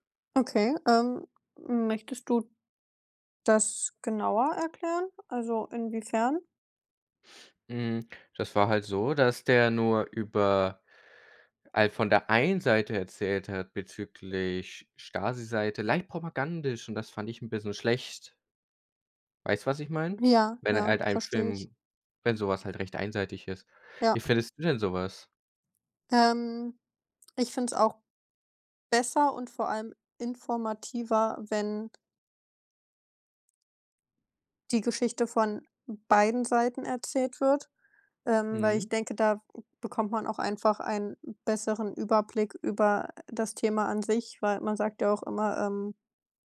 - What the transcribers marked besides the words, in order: other background noise
- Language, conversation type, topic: German, unstructured, Was ärgert dich am meisten an der Art, wie Geschichte erzählt wird?